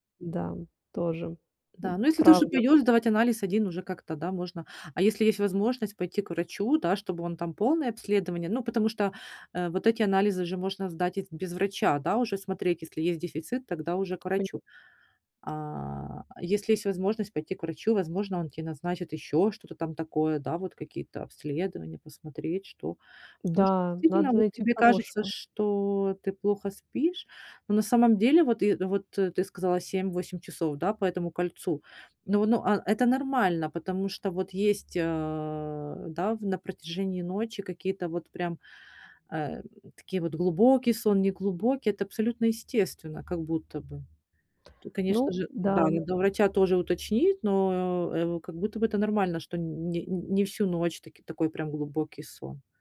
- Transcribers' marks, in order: unintelligible speech; drawn out: "А"
- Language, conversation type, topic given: Russian, advice, Как мне лучше сохранять концентрацию и бодрость в течение дня?